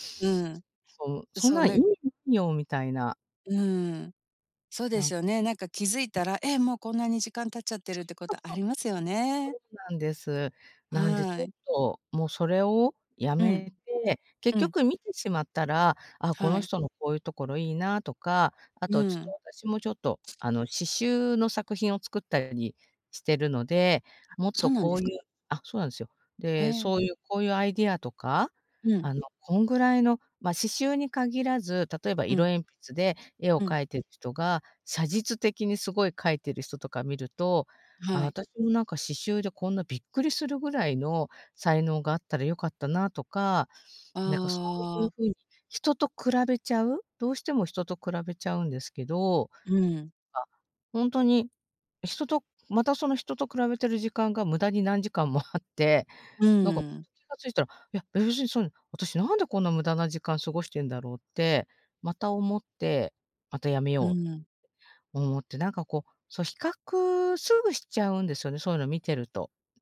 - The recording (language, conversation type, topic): Japanese, advice, 他人と比べるのをやめて視野を広げるには、どうすればよいですか？
- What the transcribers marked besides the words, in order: tapping; other background noise; unintelligible speech; laughing while speaking: "何時間もあって"